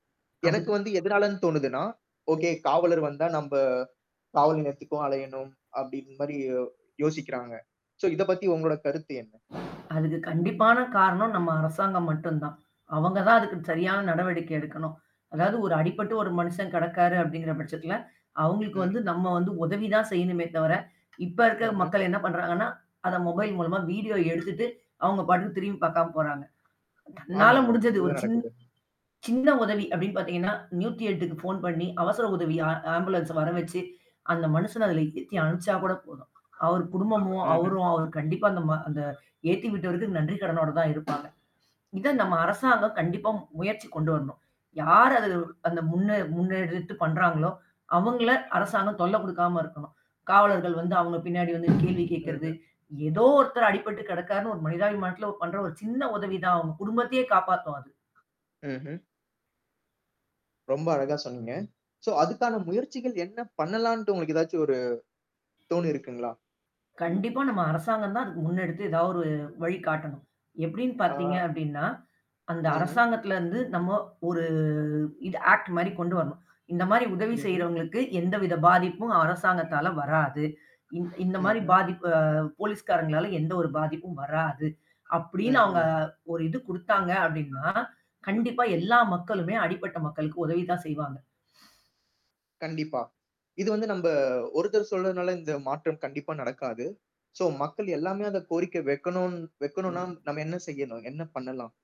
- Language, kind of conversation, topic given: Tamil, podcast, ஒரு சமூகத்தில் செய்யப்படும் சிறிய உதவிகள் எப்படி பெரிய மாற்றத்தை உருவாக்கும் என்று நீங்கள் நினைக்கிறீர்கள்?
- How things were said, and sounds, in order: static; tapping; mechanical hum; distorted speech; other background noise; other noise; in English: "மொபைல்"; in English: "வீடியோ"; horn; in English: "ஆம்புலன்ஸ"; in English: "சோ"; drawn out: "ஒரு"; in English: "ஆக்ட்"; in English: "சோ"